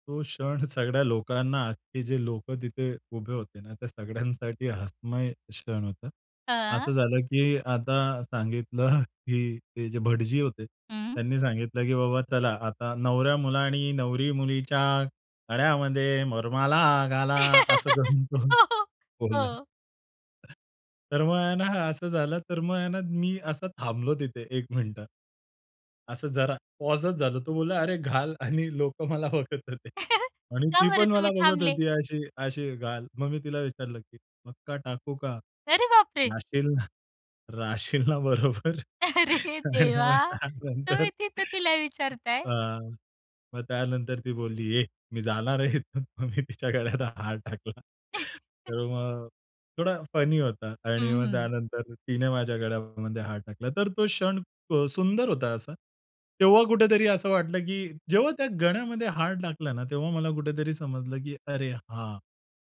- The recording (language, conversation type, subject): Marathi, podcast, लग्नाच्या दिवशीची आठवण सांगशील का?
- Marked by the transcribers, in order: laughing while speaking: "क्षण सगळ्या"; laughing while speaking: "सगळ्यांसाठी"; laughing while speaking: "सांगितलं"; put-on voice: "नवऱ्यामुलानी नवरी मुलीच्या गळ्यामध्ये वरमाला घाला"; laugh; laughing while speaking: "हो, हो"; laughing while speaking: "असं करून तो बोलला"; other noise; laughing while speaking: "आणि लोकं मला बघत होते"; chuckle; laughing while speaking: "राहशील ना बरोबर आणि मग त्यानंतर"; laughing while speaking: "अरे देवा!"; other background noise; joyful: "तुम्ही तिथं तिला विचारताय!?"; laughing while speaking: "आहे इथून, मग मी तिच्या गळ्यात हार टाकला"; chuckle